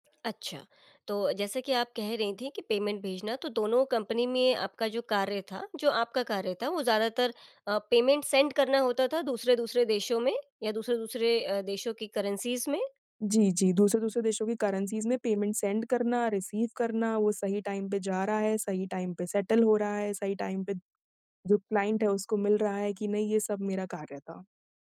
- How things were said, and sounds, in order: in English: "पेमेंट"; in English: "पेमेंट सेंड"; in English: "करेंसीज़"; in English: "करेंसीज़"; in English: "पेमेंट सेंड"; in English: "रिसीव"; in English: "टाइम"; in English: "टाइम"; in English: "सेटल"; in English: "टाइम"; in English: "क्लाइंट"
- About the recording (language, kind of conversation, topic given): Hindi, podcast, आपने अपना करियर कैसे चुना?